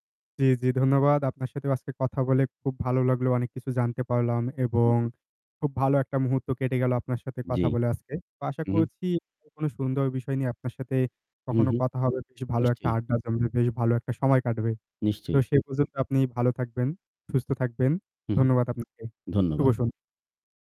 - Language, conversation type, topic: Bengali, unstructured, মতবিরোধে গালি-গালাজ করলে সম্পর্কের ওপর কী প্রভাব পড়ে?
- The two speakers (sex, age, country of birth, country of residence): male, 20-24, Bangladesh, Bangladesh; male, 40-44, Bangladesh, Bangladesh
- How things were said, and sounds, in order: static; unintelligible speech; "পর্যন্ত" said as "পযন্ত"; tapping